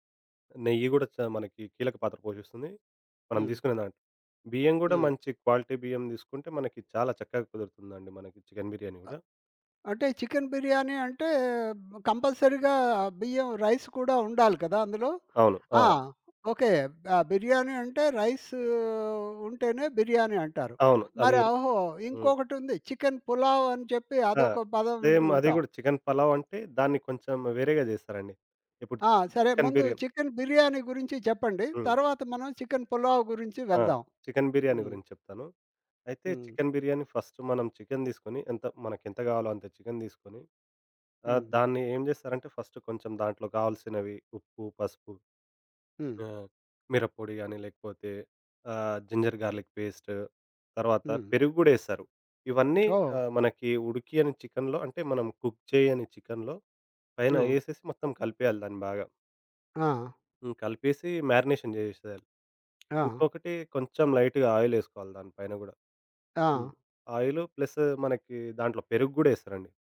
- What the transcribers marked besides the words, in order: in English: "క్వాలిటీ"; in English: "కంపల్సరీగా"; in English: "రైస్"; in English: "రైస్"; in English: "సేమ్"; in English: "ఫస్ట్"; in English: "ఫస్ట్"; in English: "జింజర్ గార్లిక్ పేస్ట్"; other background noise; in English: "కుక్"; in English: "మారినేషన్"; tapping; in English: "లైట్‌గా"
- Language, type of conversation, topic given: Telugu, podcast, వంటను కలిసి చేయడం మీ ఇంటికి ఎలాంటి ఆత్మీయ వాతావరణాన్ని తెస్తుంది?